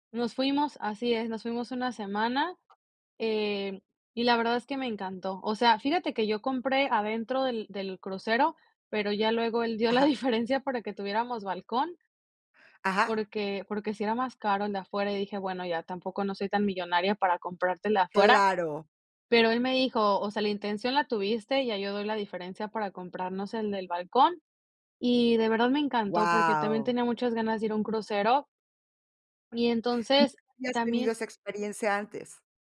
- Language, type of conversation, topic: Spanish, podcast, ¿Qué lugar natural te gustaría visitar antes de morir?
- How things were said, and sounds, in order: other background noise; chuckle